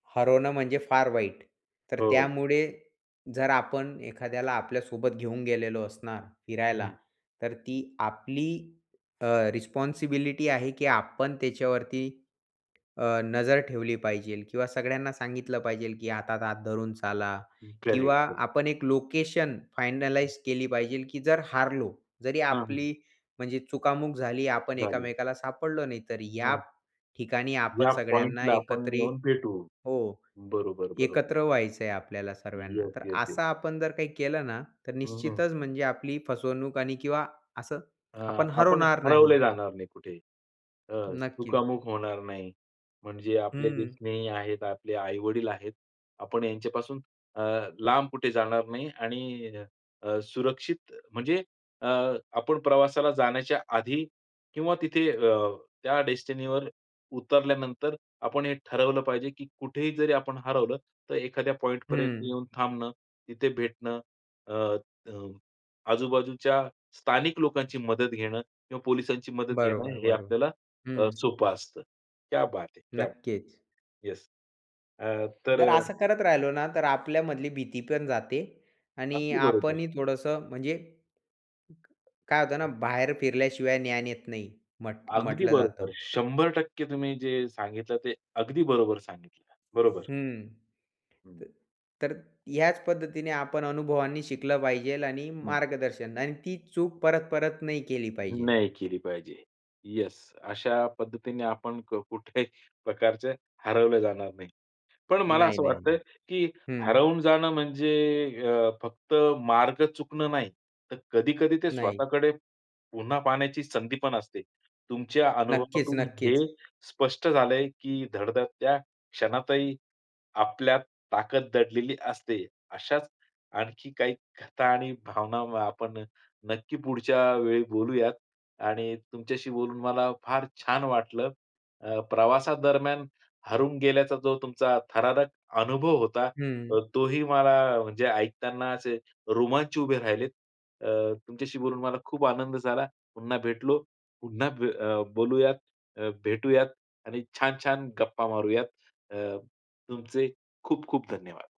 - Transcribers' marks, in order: in English: "रिस्पॉन्सिबिलिटी"; tapping; other background noise; in English: "करेक्ट, करेक्ट"; swallow; in English: "डेस्टिनीवर"; in Hindi: "क्या बात है, क्या बात है!"
- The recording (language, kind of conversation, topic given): Marathi, podcast, प्रवासादरम्यान हरवून गेल्याचा अनुभव काय होता?